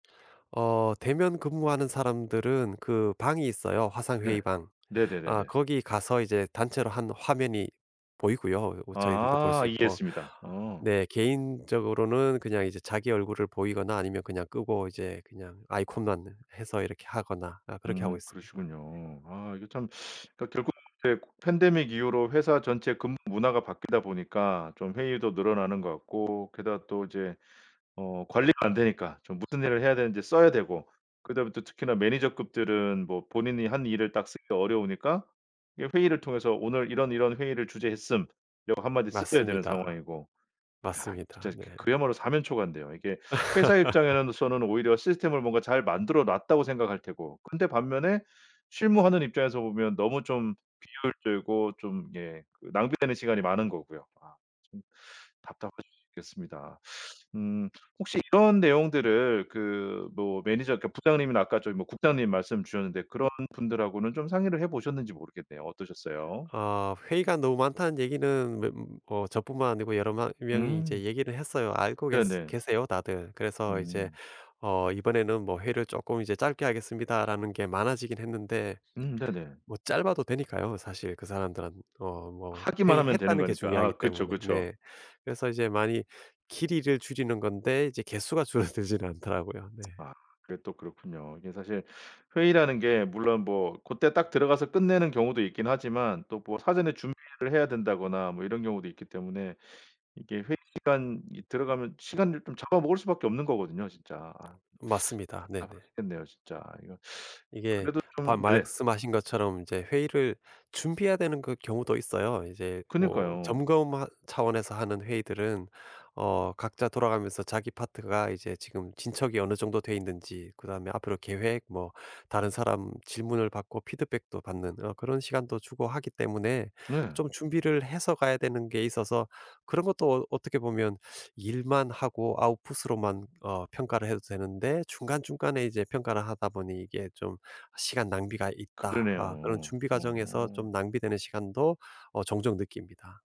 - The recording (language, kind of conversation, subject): Korean, advice, 잦은 회의 때문에 깊이 집중할 시간이 전혀 없는데 어떻게 해야 하나요?
- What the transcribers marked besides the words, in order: other background noise; teeth sucking; laugh; teeth sucking; teeth sucking; laughing while speaking: "줄어들지는"; tsk; teeth sucking; teeth sucking; in English: "아웃풋"